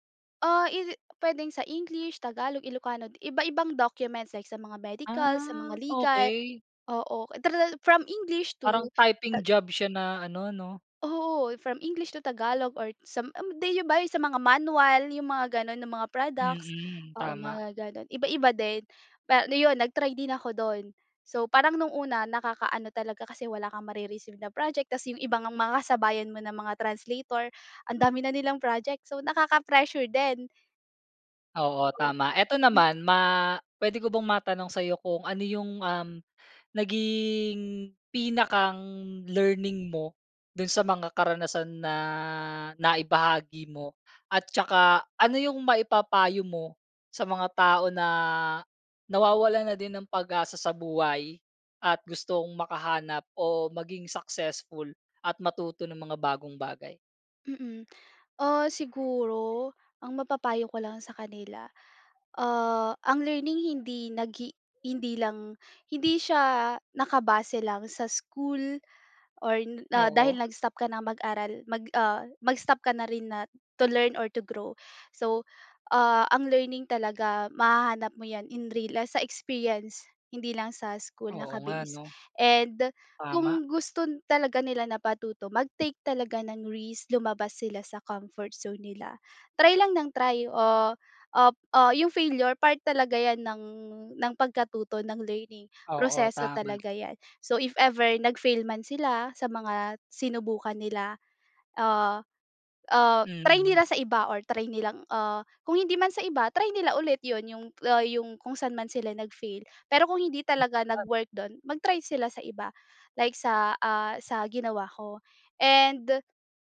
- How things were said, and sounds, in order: drawn out: "Ah"; in English: "typing job"; other background noise; tapping; in English: "to learn or to grow"; in English: "risk"; in English: "comfort zone"; in English: "so if ever nag-fail"; unintelligible speech
- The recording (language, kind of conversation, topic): Filipino, podcast, Ano ang pinaka-memorable na learning experience mo at bakit?